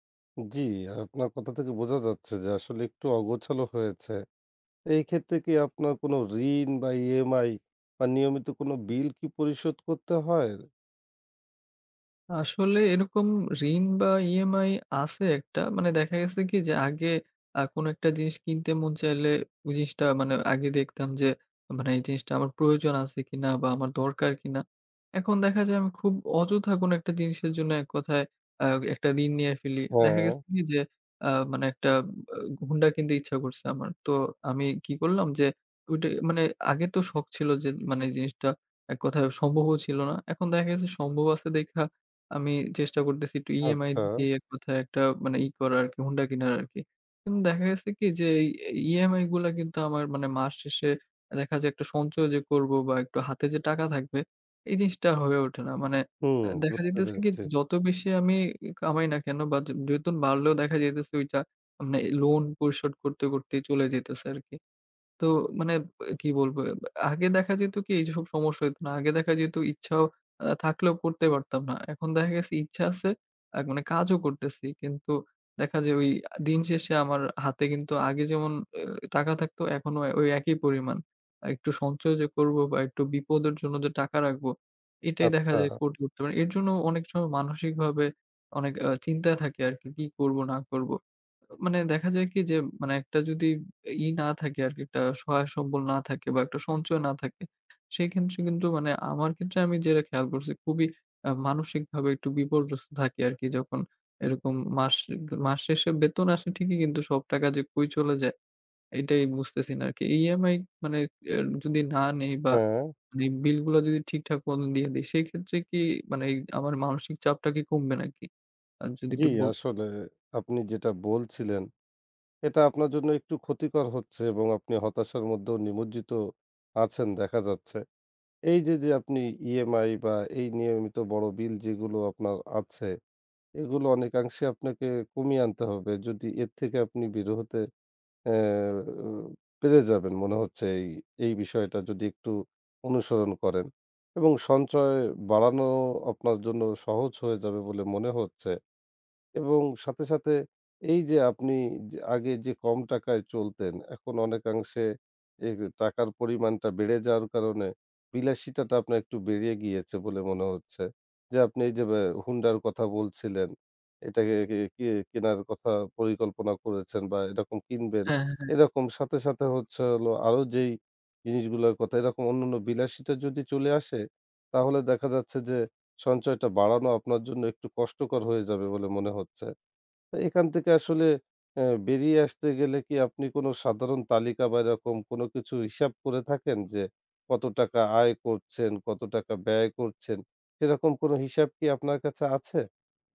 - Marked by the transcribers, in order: none
- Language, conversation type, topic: Bengali, advice, বেতন বাড়লেও সঞ্চয় বাড়ছে না—এ নিয়ে হতাশা হচ্ছে কেন?